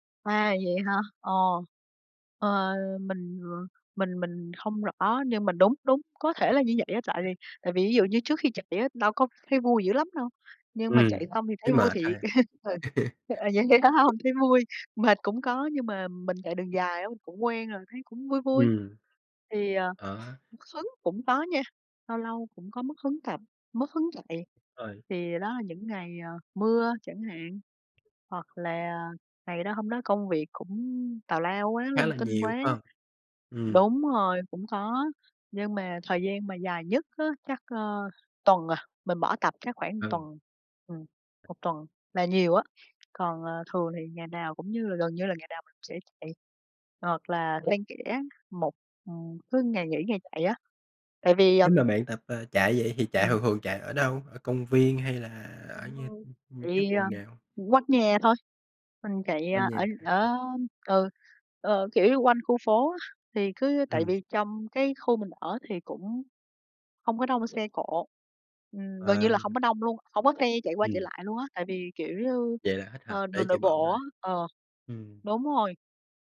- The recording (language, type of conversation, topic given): Vietnamese, unstructured, Bạn có thể chia sẻ cách bạn duy trì động lực khi tập luyện không?
- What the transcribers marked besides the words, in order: other background noise; tapping; chuckle; unintelligible speech; laughing while speaking: "Ờ, vậy vậy phải hông?"; chuckle